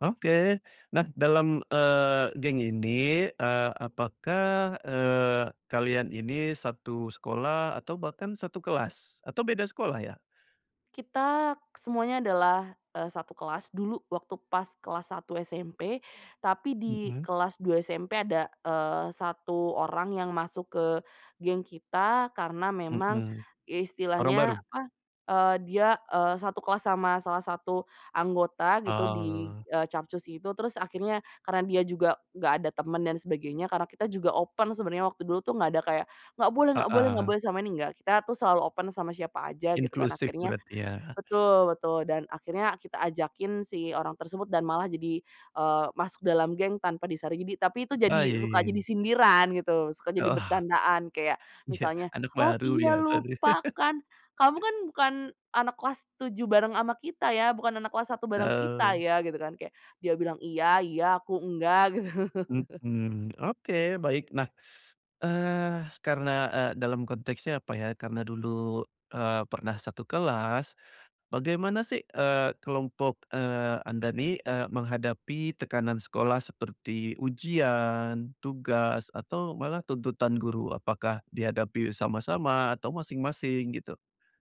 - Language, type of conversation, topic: Indonesian, podcast, Apa pengalaman paling seru saat kamu ngumpul bareng teman-teman waktu masih sekolah?
- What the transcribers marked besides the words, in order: tapping; in English: "open"; in English: "open"; other background noise; laughing while speaking: "Oh"; laughing while speaking: "Iya"; chuckle; laughing while speaking: "gitu"; chuckle; teeth sucking